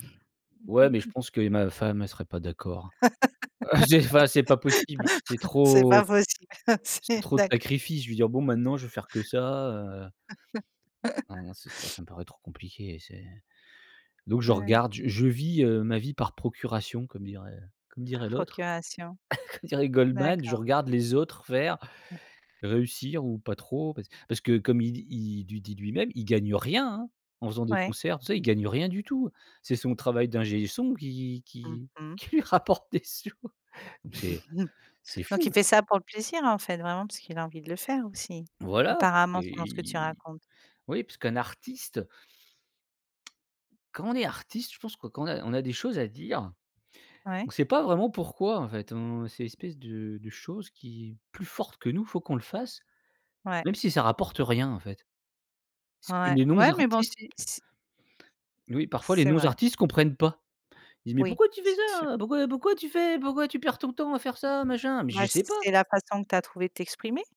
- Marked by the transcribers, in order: laugh; laugh; laugh; chuckle; laughing while speaking: "qui lui rapporte des sous"; chuckle; tapping; put-on voice: "Mais pourquoi tu fais ça … faire ça, machin ?"; other background noise
- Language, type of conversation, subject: French, podcast, Quel concert t’a vraiment marqué ?
- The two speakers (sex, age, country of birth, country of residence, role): female, 35-39, France, Spain, host; male, 45-49, France, France, guest